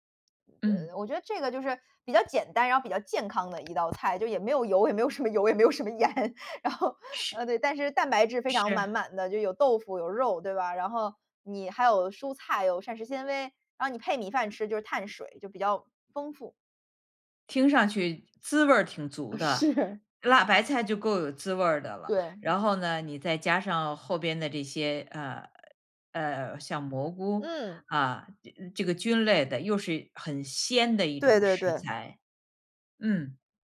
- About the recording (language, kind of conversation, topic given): Chinese, podcast, 你平时做饭有哪些习惯？
- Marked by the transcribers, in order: other background noise; laughing while speaking: "也没有什么油，也没有什么盐。然后"; laughing while speaking: "啊，是"